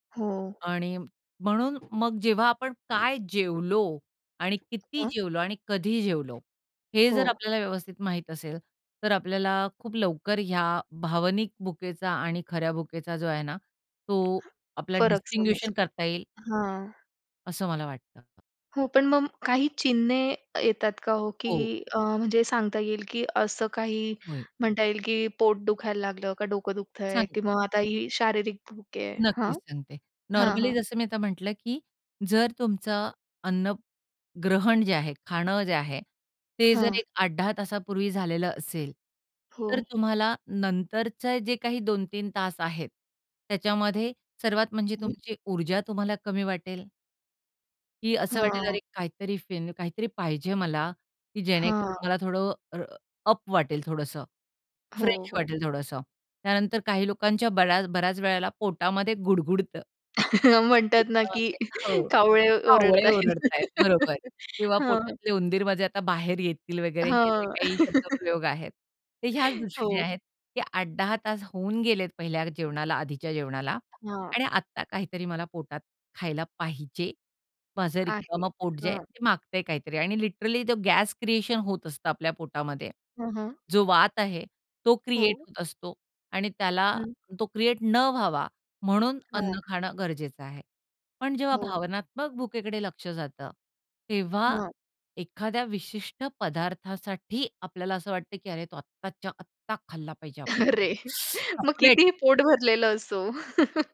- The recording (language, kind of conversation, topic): Marathi, podcast, खर्‍या भुकेचा आणि भावनिक भुकेचा फरक कसा ओळखता?
- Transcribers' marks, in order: tapping; in English: "डिस्टिंग्विशन"; other noise; horn; in English: "अप"; in English: "फ्रेश"; chuckle; laughing while speaking: "म्हणतात ना, की कावळे ओरडत आहेत"; laugh; laugh; chuckle; other background noise; in English: "लिटरली"; chuckle; laughing while speaking: "अरे! मग कितीही पोट भरलेलं असो"; teeth sucking; chuckle